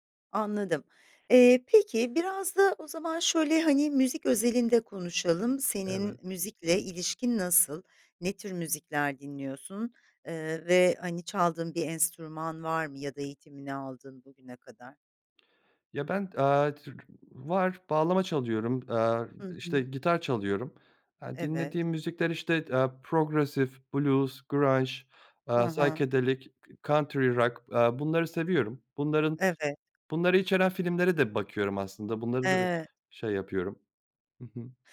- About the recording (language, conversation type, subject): Turkish, podcast, Müzik filmle buluştuğunda duygularınız nasıl etkilenir?
- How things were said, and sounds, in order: in English: "grunge, psychedelic, country rock"; tapping